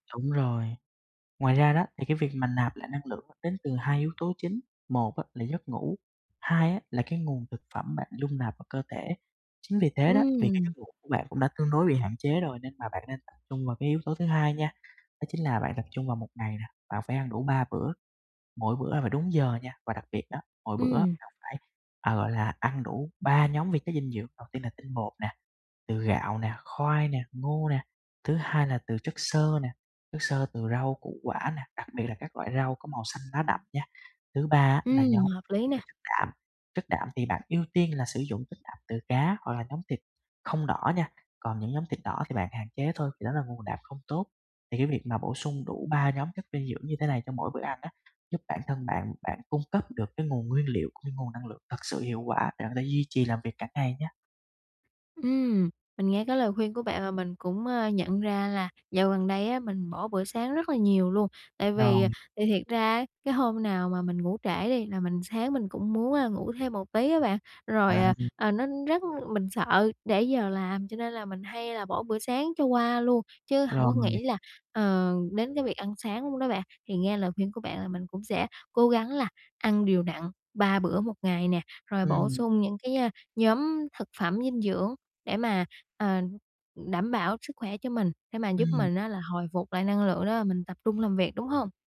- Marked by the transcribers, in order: other background noise
- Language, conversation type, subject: Vietnamese, advice, Làm sao để nạp lại năng lượng hiệu quả khi mệt mỏi và bận rộn?